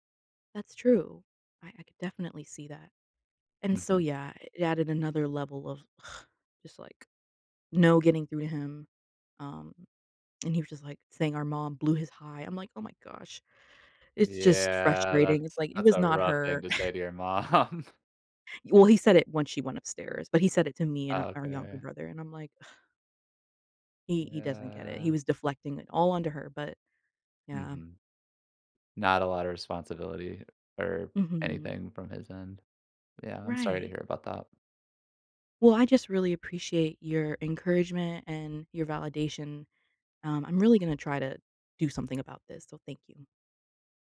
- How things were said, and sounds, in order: scoff; other noise; chuckle; laughing while speaking: "mom"; scoff; tapping
- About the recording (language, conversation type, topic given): English, advice, How can I address ongoing tension with a close family member?